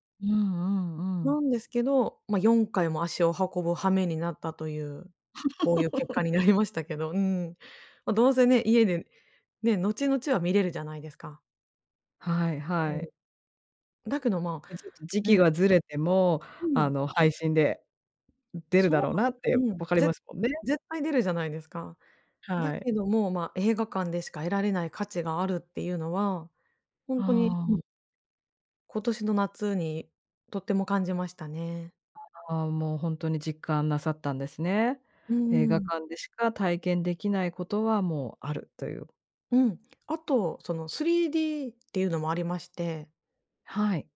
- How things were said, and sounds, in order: laugh; laughing while speaking: "なりましたけど"
- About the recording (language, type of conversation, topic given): Japanese, podcast, 配信の普及で映画館での鑑賞体験はどう変わったと思いますか？